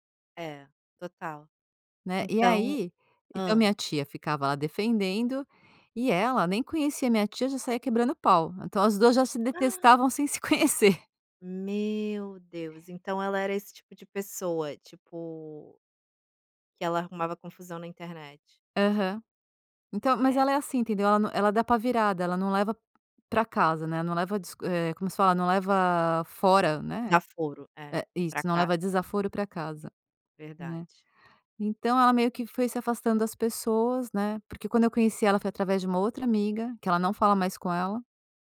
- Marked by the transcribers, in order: gasp; laughing while speaking: "conhecer"; surprised: "Meu Deus"
- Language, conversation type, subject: Portuguese, podcast, Quando é a hora de insistir e quando é melhor desistir?